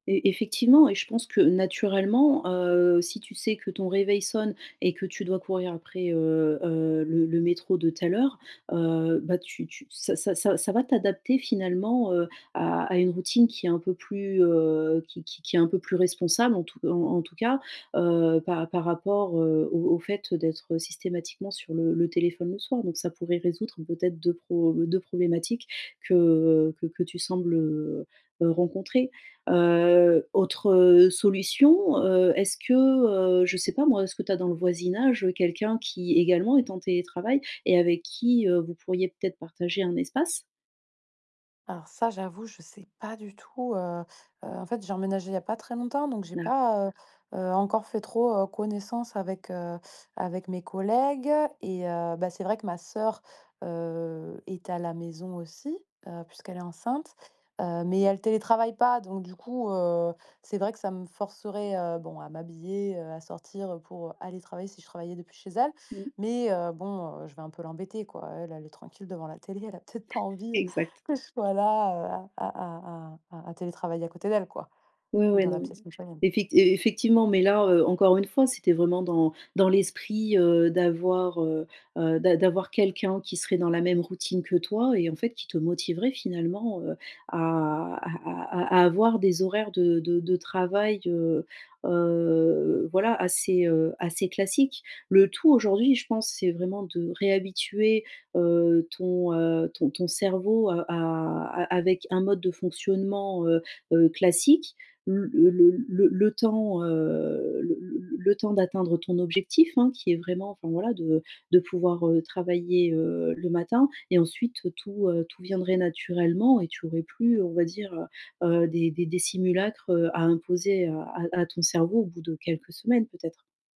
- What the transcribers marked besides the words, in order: other background noise; tapping; drawn out: "heu"
- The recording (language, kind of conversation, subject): French, advice, Pourquoi est-ce que je procrastine malgré de bonnes intentions et comment puis-je rester motivé sur le long terme ?